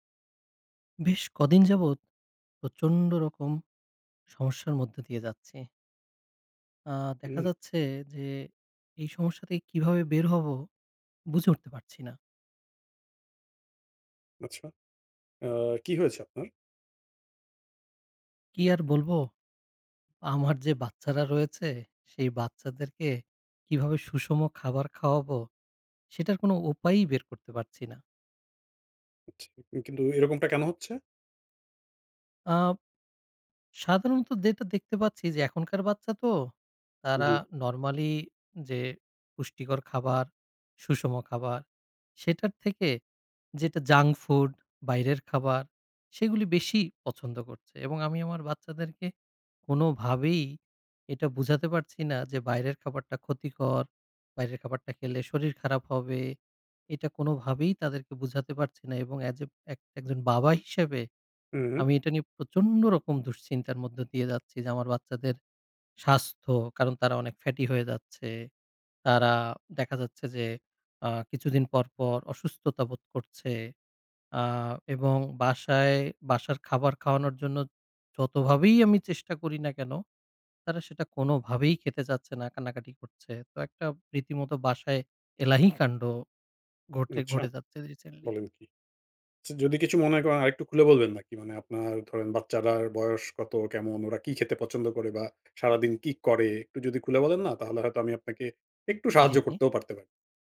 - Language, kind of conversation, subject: Bengali, advice, বাচ্চাদের সামনে স্বাস্থ্যকর খাওয়ার আদর্শ দেখাতে পারছি না, খুব চাপে আছি
- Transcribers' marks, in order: "যেটা" said as "যেতা"; in English: "ফ্যাটি"